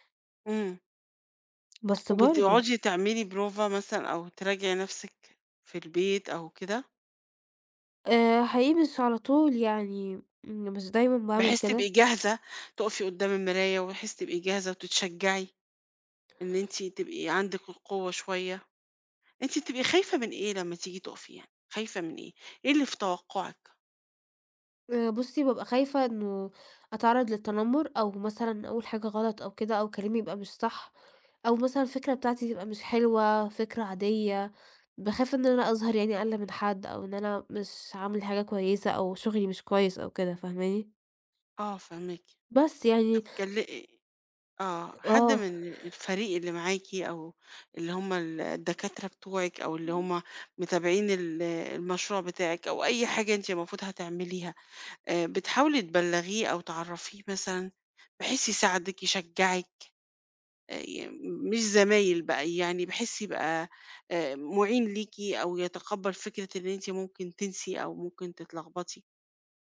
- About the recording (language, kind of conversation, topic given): Arabic, advice, إزاي أتغلب على خوفي من الكلام قدّام الناس في الشغل أو في الاجتماعات؟
- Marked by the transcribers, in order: tapping; other noise; unintelligible speech